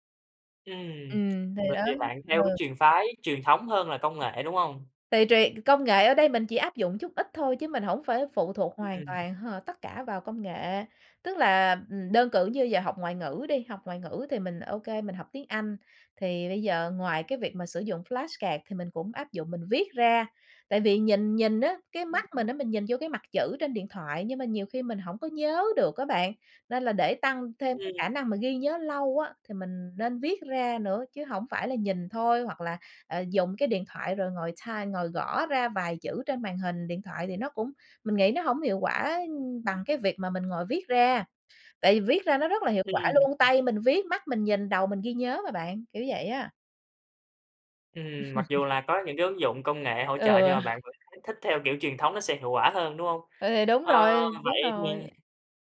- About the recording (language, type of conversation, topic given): Vietnamese, podcast, Bạn quản lý thời gian học như thế nào?
- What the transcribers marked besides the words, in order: tapping; other background noise; in English: "flashcard"; in English: "type"; laugh